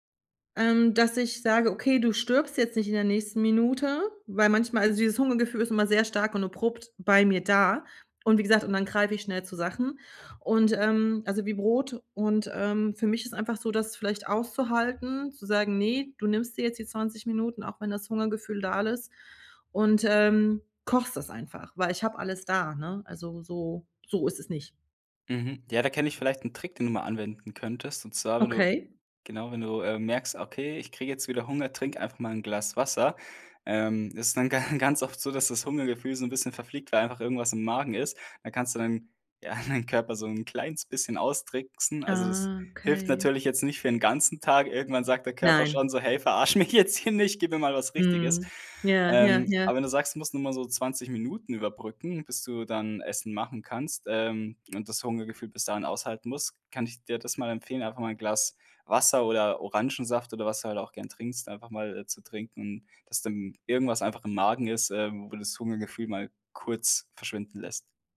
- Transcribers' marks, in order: laughing while speaking: "ga"; laughing while speaking: "ja"; laughing while speaking: "verarsch mich jetzt hier nicht"
- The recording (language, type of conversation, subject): German, advice, Wie kann ich nach der Arbeit trotz Müdigkeit gesunde Mahlzeiten planen, ohne überfordert zu sein?